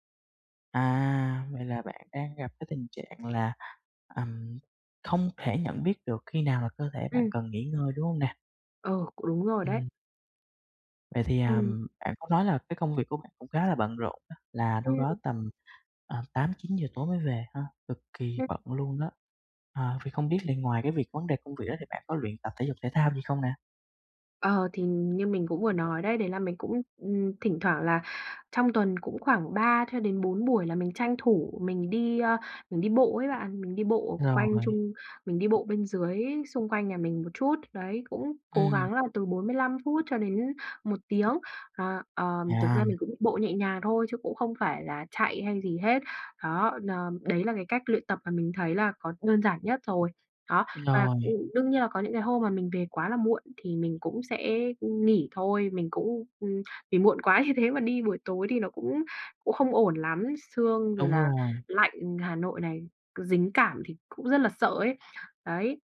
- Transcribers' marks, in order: other background noise; tapping; laughing while speaking: "như"
- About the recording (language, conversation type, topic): Vietnamese, advice, Khi nào tôi cần nghỉ tập nếu cơ thể có dấu hiệu mệt mỏi?